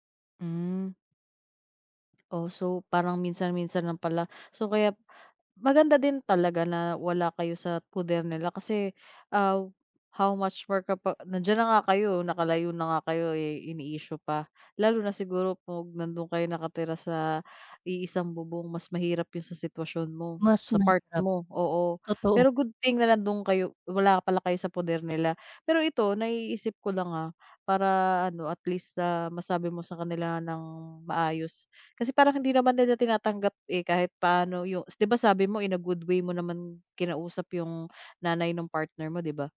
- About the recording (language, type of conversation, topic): Filipino, advice, Paano ako makikipag-usap nang mahinahon at magalang kapag may negatibong puna?
- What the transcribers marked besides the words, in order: other background noise; tapping